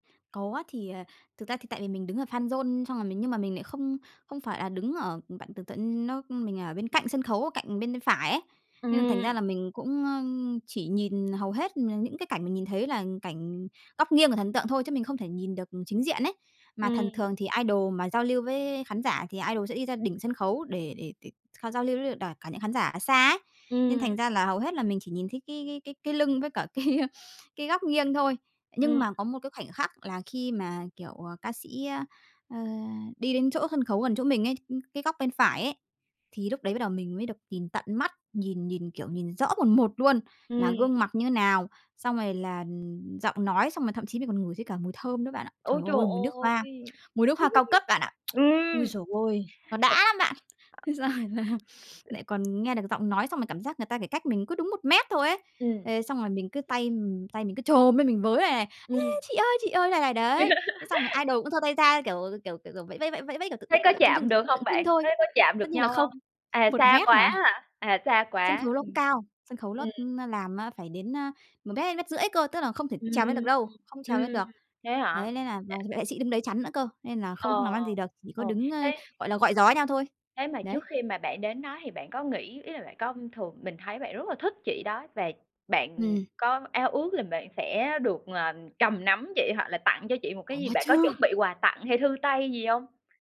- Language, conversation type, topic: Vietnamese, podcast, Bạn đã từng gặp thần tượng của mình chưa, và lúc đó bạn cảm thấy thế nào?
- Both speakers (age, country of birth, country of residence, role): 30-34, Vietnam, Vietnam, guest; 30-34, Vietnam, Vietnam, host
- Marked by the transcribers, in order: in English: "fanzone"; tapping; in English: "idol"; in English: "idol"; laughing while speaking: "cái, a"; other background noise; laughing while speaking: "Thế xong rồi là"; chuckle; in English: "idol"; laugh; other noise; laughing while speaking: "vệ sĩ"